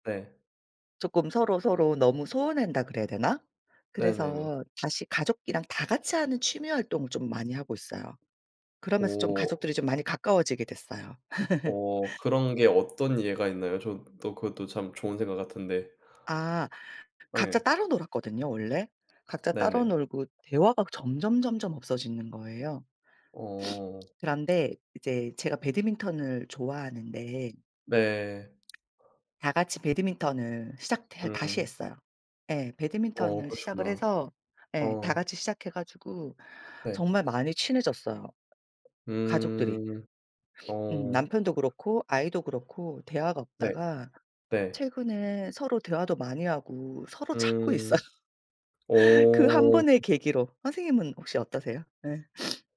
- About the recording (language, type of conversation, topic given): Korean, unstructured, 취미 활동을 하다가 가장 놀랐던 순간은 언제였나요?
- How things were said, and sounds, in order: laugh; other background noise; sniff; tapping; sniff; laughing while speaking: "있어요"; sniff